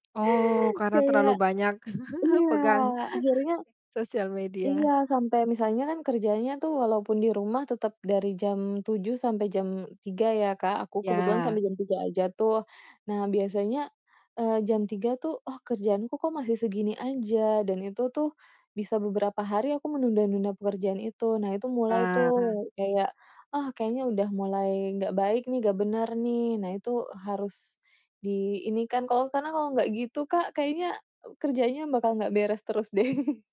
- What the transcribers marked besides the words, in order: chuckle; chuckle
- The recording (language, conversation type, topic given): Indonesian, podcast, Apa trikmu biar fokus kerja meski banyak gangguan digital?